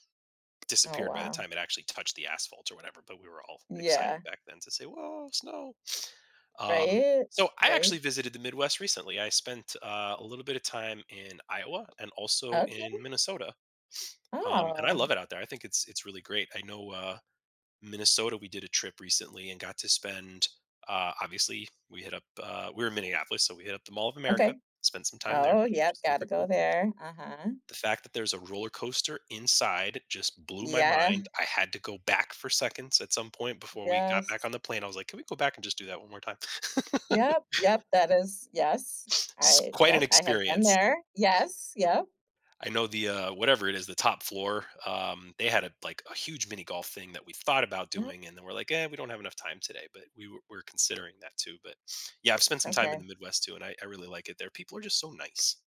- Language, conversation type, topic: English, unstructured, How has travel to new places impacted your perspective or memories?
- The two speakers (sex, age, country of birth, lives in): female, 35-39, United States, United States; male, 40-44, United States, United States
- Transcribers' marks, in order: tapping; put-on voice: "Whoa, snow!"; laughing while speaking: "Yeah"; laugh; other background noise